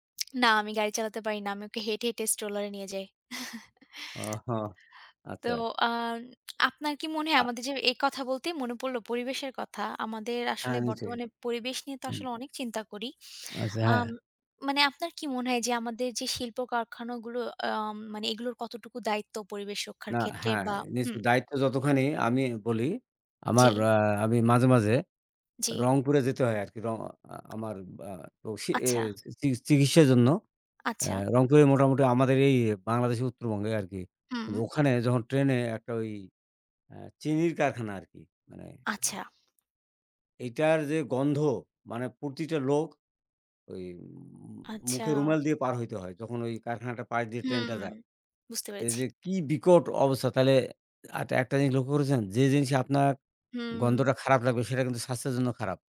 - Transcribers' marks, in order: tsk; in English: "stroller"; chuckle; tsk; tapping; "স্বাস্থ্যের" said as "সাচ্ছের"
- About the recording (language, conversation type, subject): Bengali, unstructured, আমাদের পারিপার্শ্বিক পরিবেশ রক্ষায় শিল্পকারখানাগুলোর দায়িত্ব কী?
- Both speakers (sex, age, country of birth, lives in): female, 25-29, Bangladesh, United States; male, 60-64, Bangladesh, Bangladesh